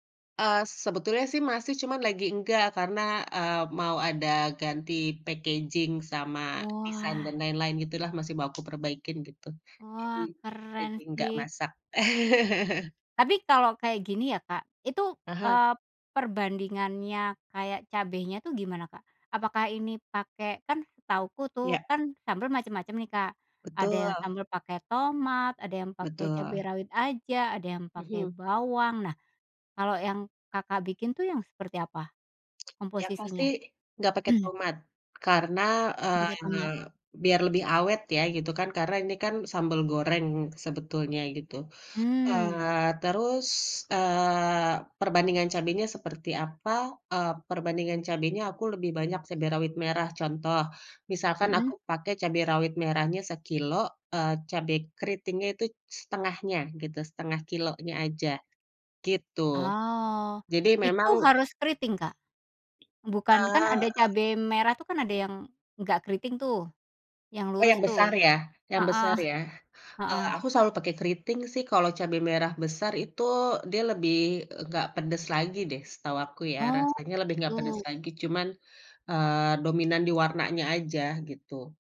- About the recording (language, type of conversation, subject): Indonesian, podcast, Pengalaman memasak apa yang paling sering kamu ulangi di rumah, dan kenapa?
- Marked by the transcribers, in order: in English: "packaging"; tapping; chuckle; throat clearing; unintelligible speech